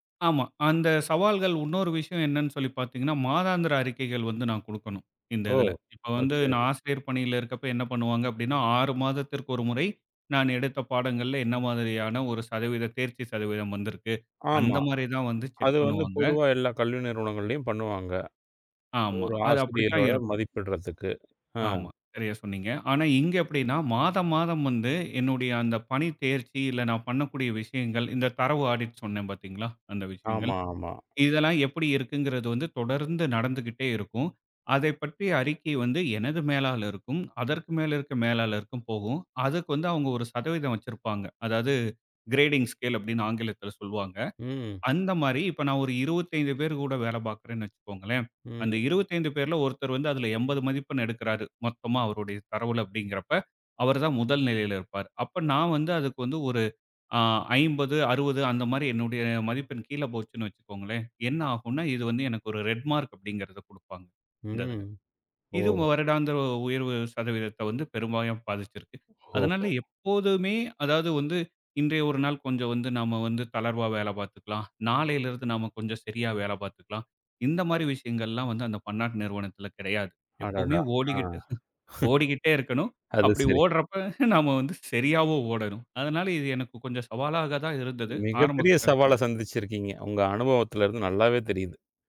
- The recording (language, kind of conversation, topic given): Tamil, podcast, பணியில் மாற்றம் செய்யும் போது உங்களுக்கு ஏற்பட்ட மிகப் பெரிய சவால்கள் என்ன?
- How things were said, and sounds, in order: in English: "செக்"; in English: "ஆடிட்"; in English: "கிரேடிங் ஸ்கேல்"; in English: "ரெட்மார்க்"; other background noise; laugh; chuckle